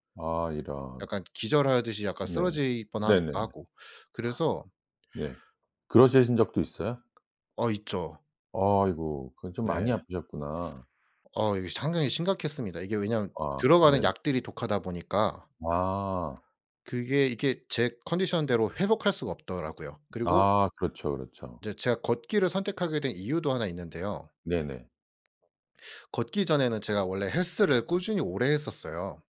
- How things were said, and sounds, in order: gasp; other background noise
- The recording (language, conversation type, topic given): Korean, podcast, 회복 중 운동은 어떤 식으로 시작하는 게 좋을까요?